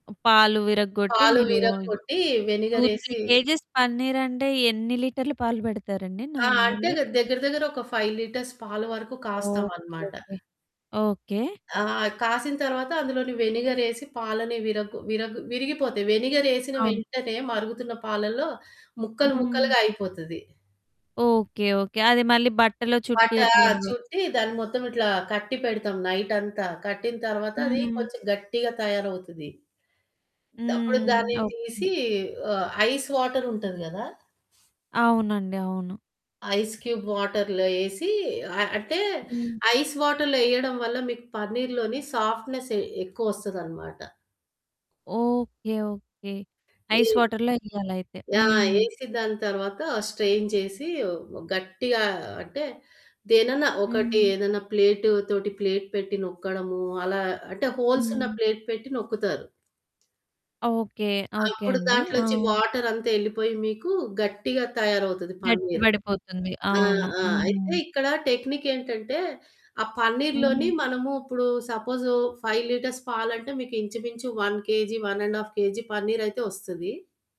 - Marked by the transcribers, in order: in English: "టూ త్రీ కేజీస్"; in English: "నార్మల్‌గా?"; in English: "ఫైవ్ లిటర్స్"; distorted speech; in English: "వెనిగర్"; in English: "వెనిగర్"; other background noise; in English: "ఐస్ వాటర్"; in English: "ఐస్ క్యూబ్ వాటర్‌లో"; in English: "ఐస్ వాటర్‌లో"; in English: "సాఫ్ట్‌నెస్"; in English: "ఐస్ వాటర్‌లో"; in English: "స్ట్రైన్"; in English: "ప్లేట్‌తో ప్లేట్"; in English: "హోల్స్"; in English: "ప్లేట్"; in English: "టెక్నిక్"; in English: "సపోజ్ ఫైవ్ లిటర్స్"; in English: "వన్ కేజీ, వన్ అండ్ హాల్ఫ్ కేజీ"
- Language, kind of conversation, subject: Telugu, podcast, పండుగ వంటలను మీరు ఎలా ముందుగానే ప్రణాళిక చేసుకుంటారు, చెప్పగలరా?